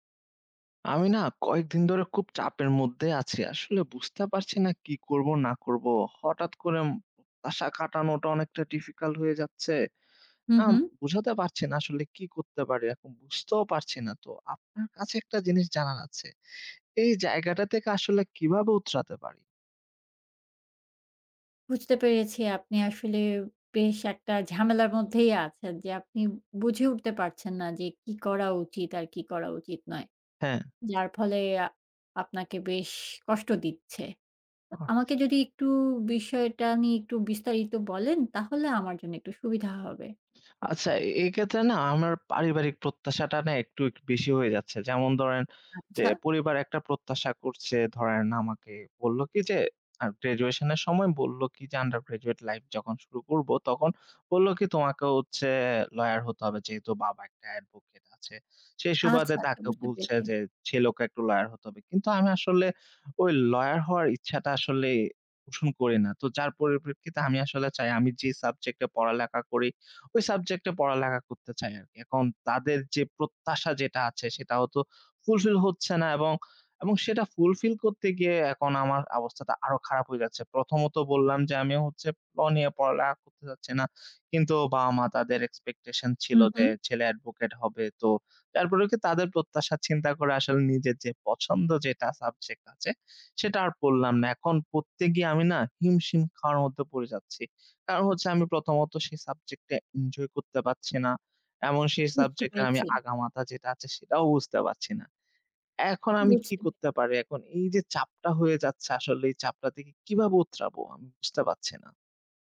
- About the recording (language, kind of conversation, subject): Bengali, advice, পরিবারের প্রত্যাশা মানিয়ে চলতে গিয়ে কীভাবে আপনার নিজের পরিচয় চাপা পড়েছে?
- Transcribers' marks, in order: in English: "expectation"